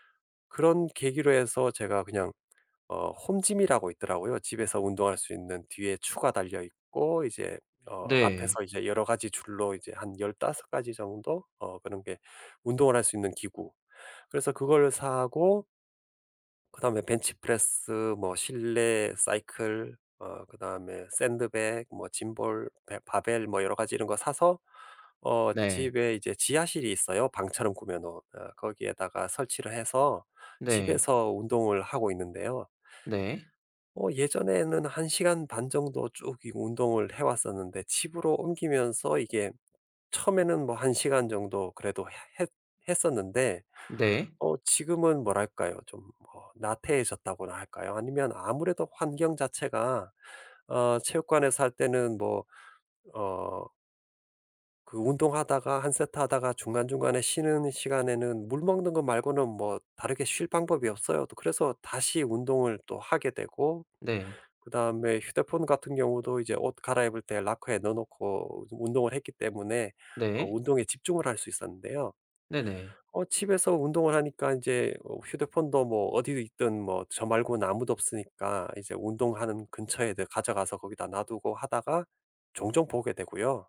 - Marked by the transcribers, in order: tapping
- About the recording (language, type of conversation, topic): Korean, advice, 바쁜 일정 때문에 규칙적으로 운동하지 못하는 상황을 어떻게 설명하시겠어요?